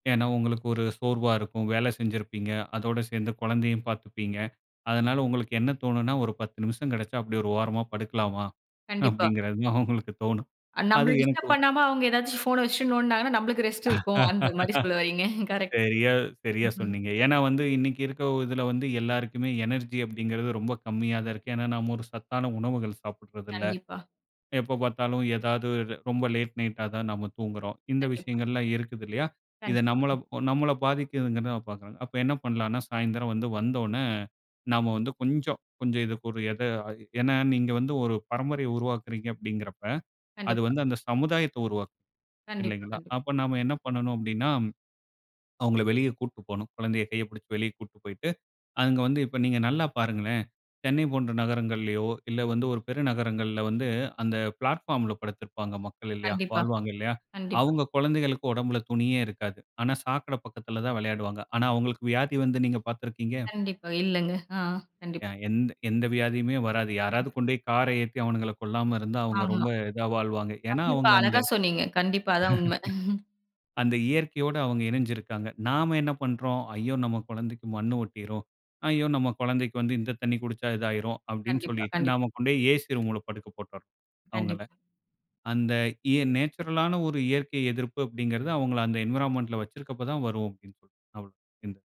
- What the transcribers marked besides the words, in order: laughing while speaking: "அப்டிங்கறது தான் உங்களுக்கு தோணும். அது எனக்கும்"; in English: "டிஸ்டர்ப்"; laugh; laughing while speaking: "வர்றீங்க"; in English: "எனர்ஜி"; in English: "லேட் நைட்டா"; tapping; in English: "பிளாட்ஃபார்ம்ல"; "கொண்டு போய்" said as "கொண்டோய்"; chuckle; in English: "நேச்சுரலான"; in English: "என்வரான்மென்ட்ல"
- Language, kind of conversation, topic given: Tamil, podcast, குழந்தைகளை இயற்கையோடு இணைக்க எளிமையான விளையாட்டு வழிகள் என்னென்ன?